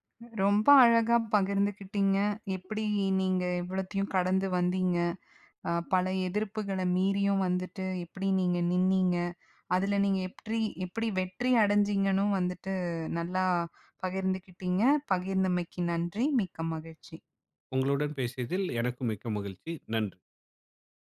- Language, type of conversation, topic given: Tamil, podcast, குடும்பம் உங்களை கட்டுப்படுத்த முயன்றால், உங்கள் சுயாதீனத்தை எப்படி காக்கிறீர்கள்?
- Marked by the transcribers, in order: none